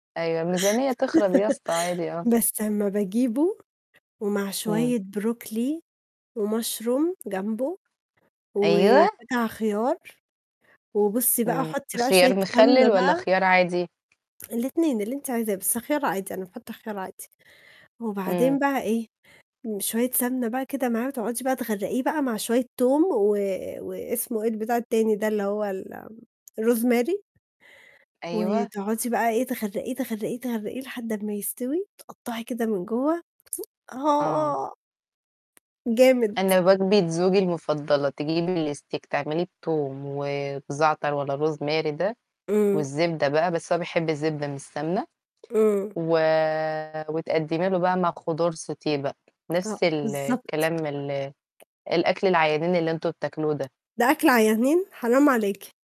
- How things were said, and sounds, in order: laugh; in English: "وMushroom"; tapping; in English: "الRosemary"; other noise; static; distorted speech; in English: "الSteak"; in English: "Rosemary"; in French: "sauté"
- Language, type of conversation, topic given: Arabic, unstructured, إيه الحاجة اللي لسه بتفرّحك رغم مرور السنين؟